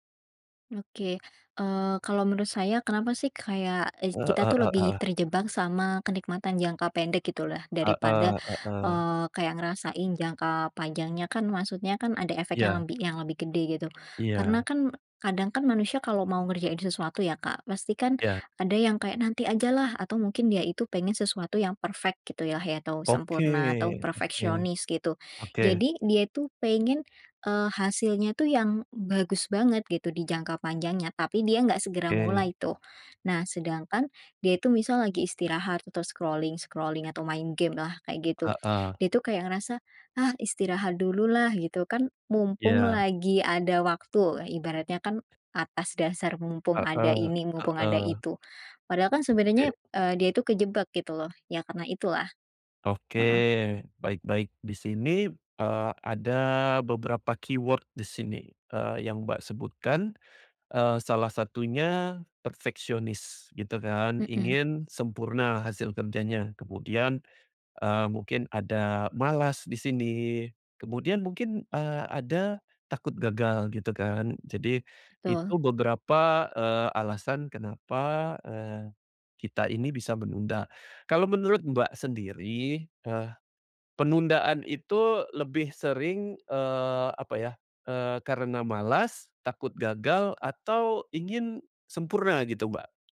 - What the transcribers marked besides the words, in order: in English: "scrolling-scrolling"; tapping; other background noise; in English: "keyword"
- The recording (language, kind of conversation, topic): Indonesian, podcast, Bagaimana cara Anda menghentikan kebiasaan menunda-nunda?